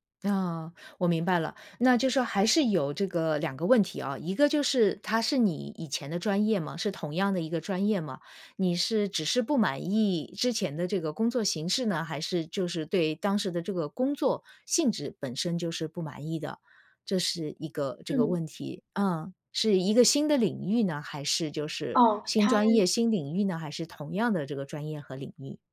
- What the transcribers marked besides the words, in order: none
- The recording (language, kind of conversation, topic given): Chinese, advice, 在重大的决定上，我该听从别人的建议还是相信自己的内心声音？